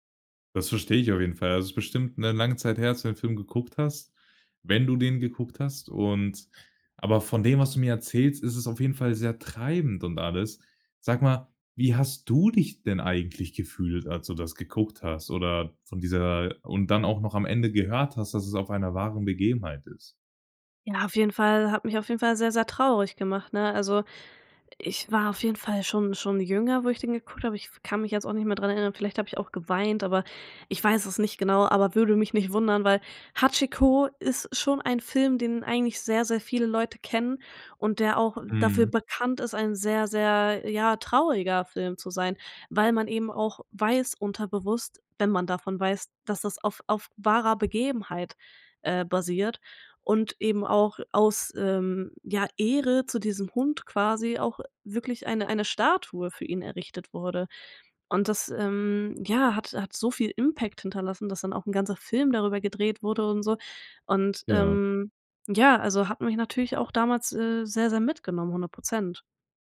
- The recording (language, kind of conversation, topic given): German, podcast, Was macht einen Film wirklich emotional?
- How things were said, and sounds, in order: stressed: "du"; in English: "Impact"